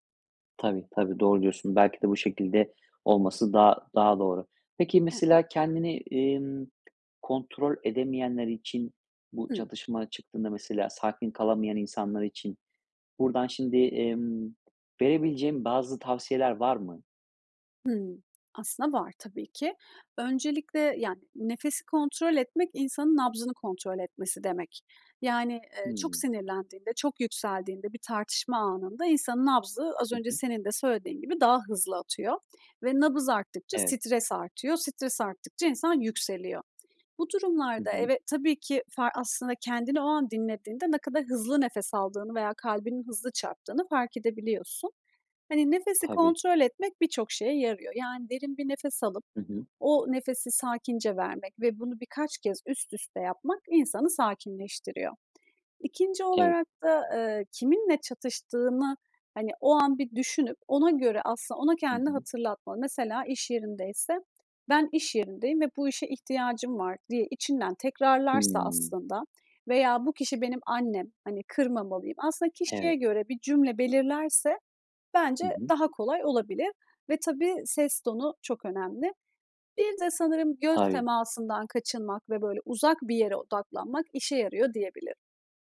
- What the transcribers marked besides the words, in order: other background noise; tapping
- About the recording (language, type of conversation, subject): Turkish, podcast, Çatışma çıktığında nasıl sakin kalırsın?